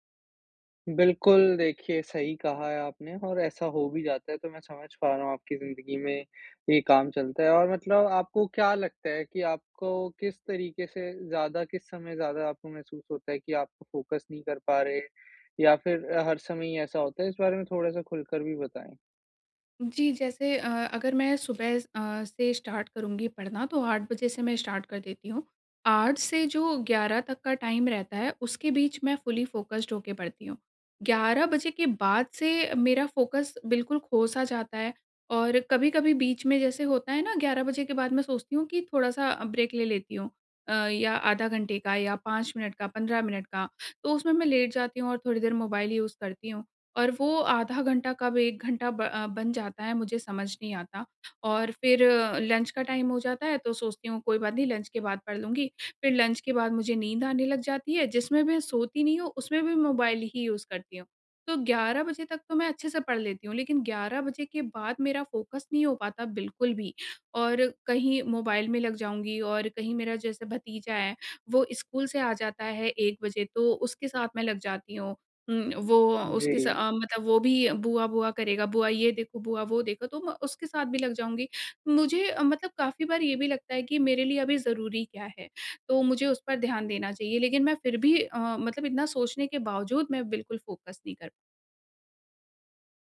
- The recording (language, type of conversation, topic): Hindi, advice, मानसिक धुंधलापन और फोकस की कमी
- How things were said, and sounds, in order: in English: "फ़ोकस"; in English: "स्टार्ट"; in English: "स्टार्ट"; in English: "टाइम"; in English: "फुली फ़ोकस्ड"; in English: "फ़ोकस"; in English: "ब्रेक"; in English: "यूज़"; in English: "लंच"; in English: "टाइम"; in English: "लंच"; in English: "लंच"; in English: "यूज़"; in English: "फ़ोकस"; in English: "फ़ोकस"